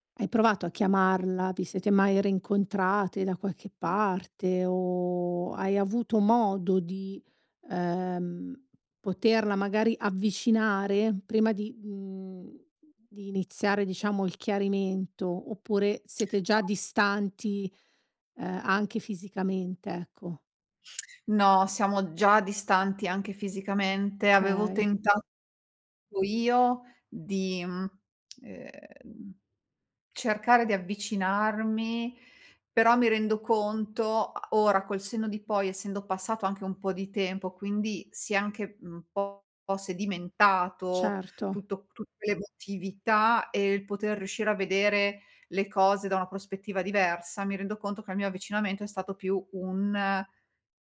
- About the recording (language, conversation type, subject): Italian, advice, Come posso riallacciare un’amicizia dopo un tradimento passato?
- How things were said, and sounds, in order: "rincontrate" said as "reincontrate"; drawn out: "o"; unintelligible speech; tapping; "Okay" said as "kay"